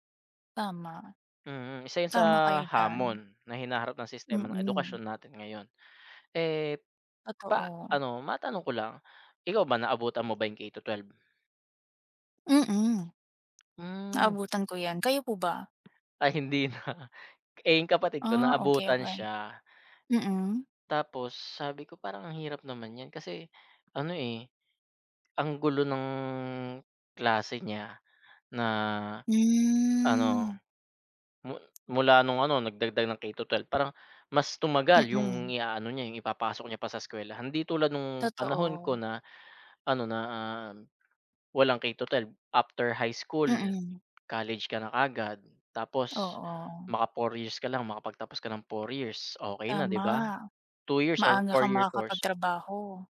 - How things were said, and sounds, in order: tapping; drawn out: "Tapos"; drawn out: "ng"; drawn out: "na"; drawn out: "Hmm"; drawn out: "na"
- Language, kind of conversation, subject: Filipino, unstructured, Paano mo nakikita ang papel ng edukasyon sa pag-unlad ng bansa?